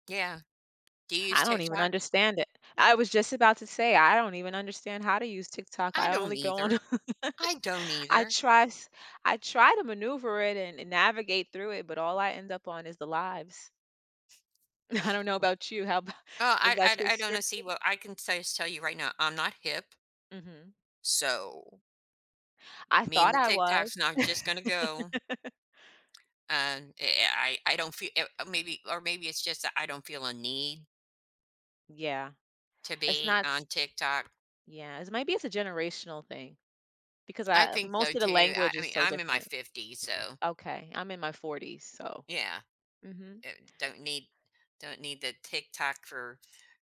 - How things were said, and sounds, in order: laughing while speaking: "on"; chuckle; other background noise; laughing while speaking: "I"; laughing while speaking: "about"; tapping; laugh
- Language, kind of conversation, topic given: English, unstructured, How do celebrity endorsements impact the way we value work and influence in society?